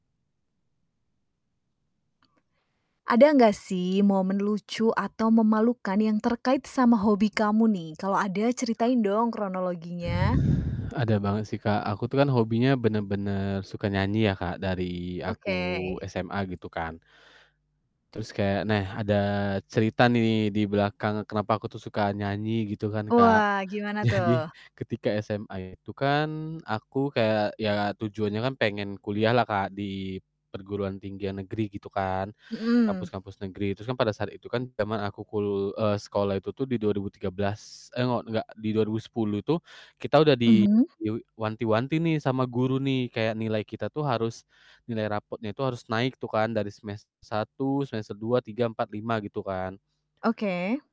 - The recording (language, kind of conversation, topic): Indonesian, podcast, Apakah kamu punya momen lucu atau memalukan yang berkaitan dengan hobimu?
- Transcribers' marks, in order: tapping; mechanical hum; other background noise; static; laughing while speaking: "Jadi"; distorted speech